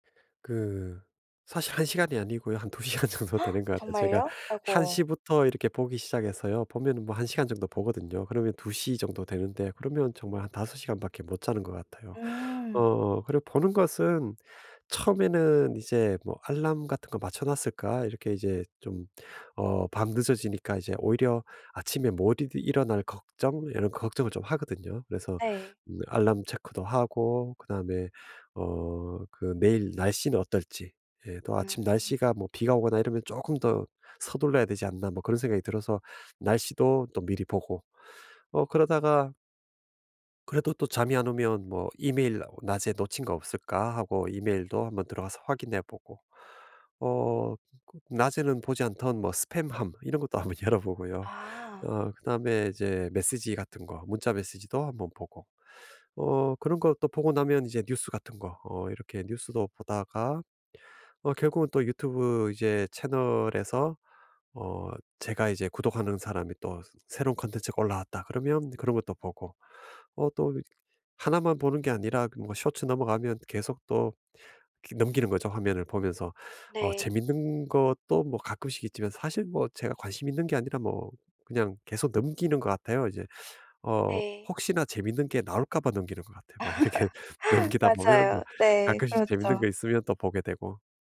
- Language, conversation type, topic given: Korean, advice, 밤에 스마트폰 화면 보는 시간을 줄이려면 어떻게 해야 하나요?
- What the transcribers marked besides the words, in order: laughing while speaking: "두 시간 정도"; gasp; "못" said as "모디디"; in English: "alarm check도"; laughing while speaking: "한번 열어"; laugh; tapping; laughing while speaking: "이렇게 넘기다 보면 좀"